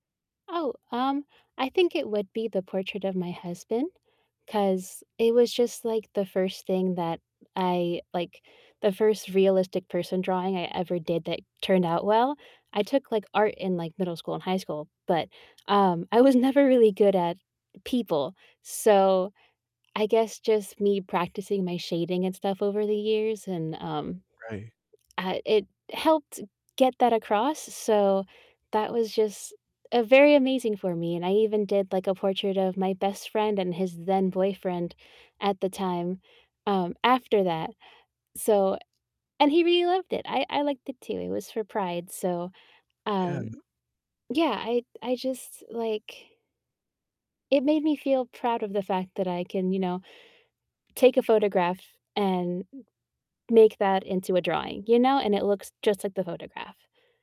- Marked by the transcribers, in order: laughing while speaking: "was never"; other background noise
- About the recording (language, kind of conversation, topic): English, unstructured, What is your favorite memory from one of your hobbies?
- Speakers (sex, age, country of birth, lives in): female, 25-29, United States, United States; male, 25-29, United States, United States